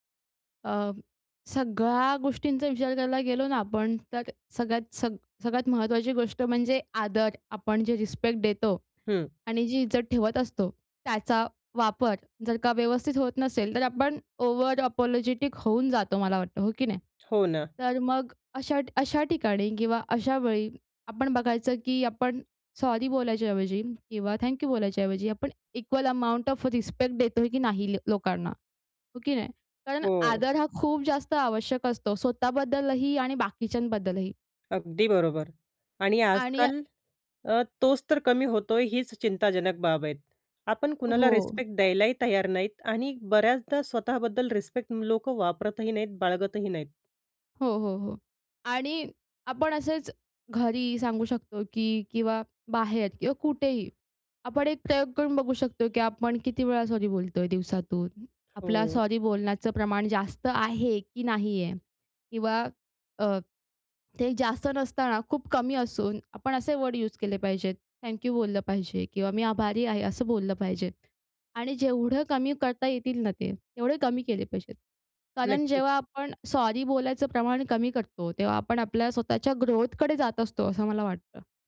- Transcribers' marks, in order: in English: "ओव्हर अपोलॉजिटिक"; tapping; other background noise; in English: "इक्वल अमाउंट ऑफ"; in English: "वर्ड यूज"
- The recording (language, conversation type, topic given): Marathi, podcast, अनावश्यक माफी मागण्याची सवय कमी कशी करावी?